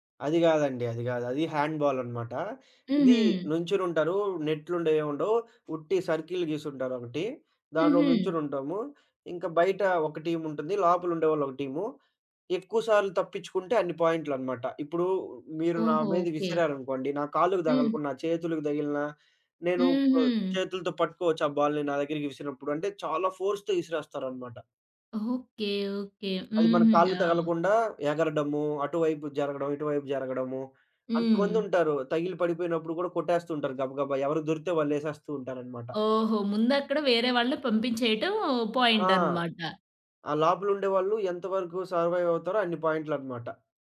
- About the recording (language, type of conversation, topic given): Telugu, podcast, సాంప్రదాయ ఆటలు చిన్నప్పుడు ఆడేవారా?
- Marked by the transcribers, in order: in English: "హ్యాండ్ బాల్"; in English: "సర్కిల్"; other background noise; in English: "ఫోర్స్‌తో"; in English: "సర్వైవ్"